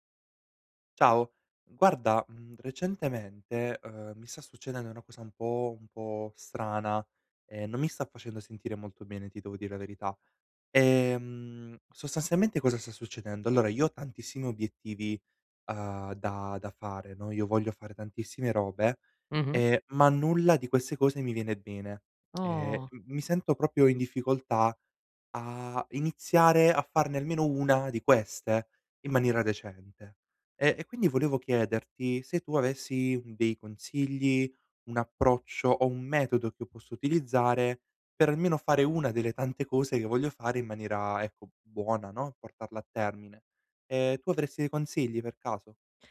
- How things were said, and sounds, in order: none
- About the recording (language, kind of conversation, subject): Italian, advice, Perché faccio fatica a iniziare un nuovo obiettivo personale?